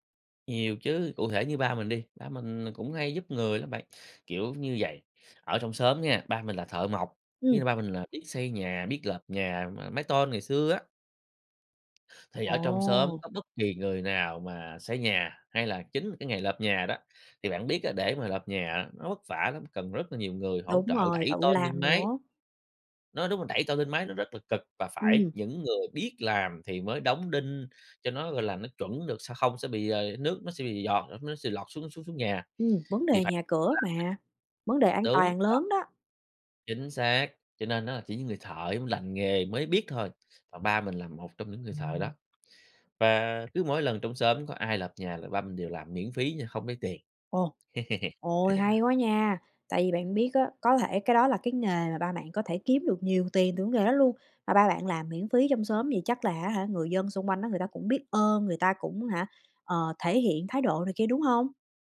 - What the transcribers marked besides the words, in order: tapping; unintelligible speech; unintelligible speech; other background noise; laugh
- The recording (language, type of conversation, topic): Vietnamese, podcast, Bạn có thể kể một kỷ niệm khiến bạn tự hào về văn hoá của mình không nhỉ?